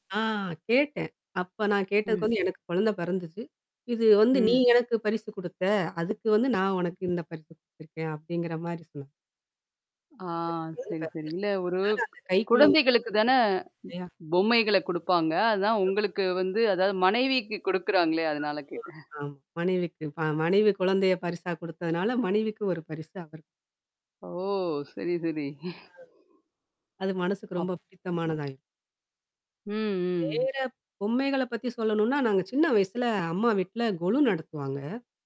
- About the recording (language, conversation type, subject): Tamil, podcast, வீட்டில் உள்ள சின்னச் சின்ன பொருள்கள் உங்கள் நினைவுகளை எப்படிப் பேணிக்காக்கின்றன?
- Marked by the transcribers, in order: static; distorted speech; other background noise; unintelligible speech; mechanical hum; unintelligible speech; laughing while speaking: "குடுக்குறாங்களே அதனால கேட்டேன்"; laughing while speaking: "கொடுத்தனால மனைவிக்கு ஒரு பரிசு அவரு"; laughing while speaking: "ஓ! சரி, சரி"